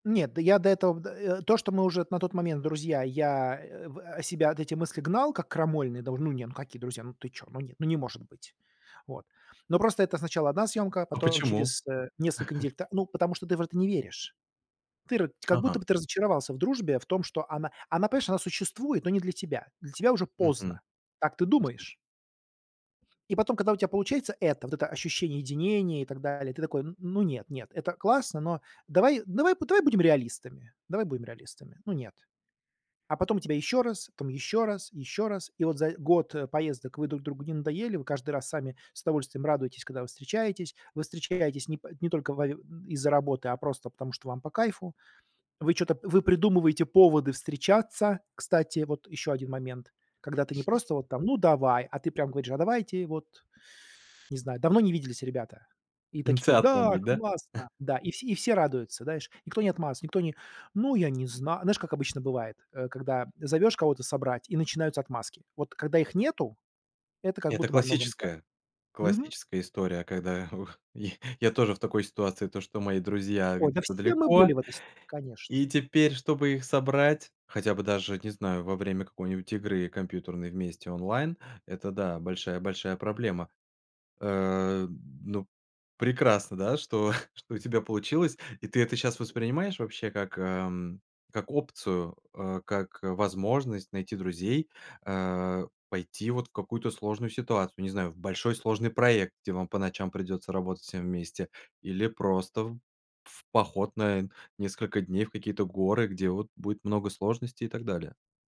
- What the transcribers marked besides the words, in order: chuckle; other noise; other background noise; chuckle; chuckle; "отмазывается" said as "отмазывас"; chuckle; chuckle
- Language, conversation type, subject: Russian, podcast, Как ты находил друзей среди местных жителей?